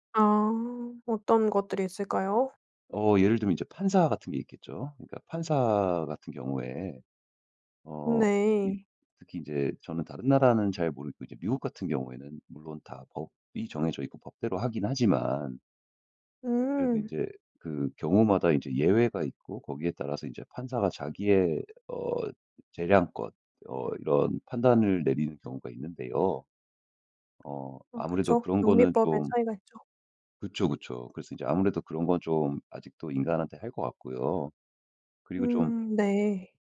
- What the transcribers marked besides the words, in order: other background noise
- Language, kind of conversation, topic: Korean, podcast, 기술 발전으로 일자리가 줄어들 때 우리는 무엇을 준비해야 할까요?
- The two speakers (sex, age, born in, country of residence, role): female, 30-34, South Korea, Sweden, host; male, 35-39, United States, United States, guest